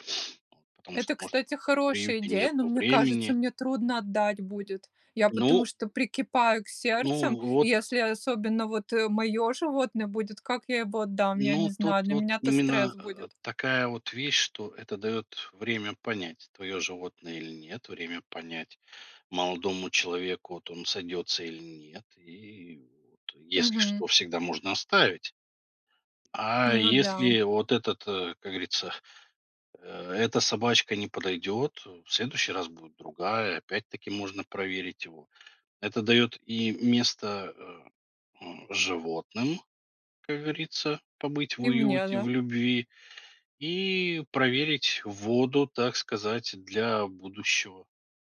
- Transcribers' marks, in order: tapping
- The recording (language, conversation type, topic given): Russian, podcast, Что бы ты посоветовал(а), чтобы создать дома уютную атмосферу?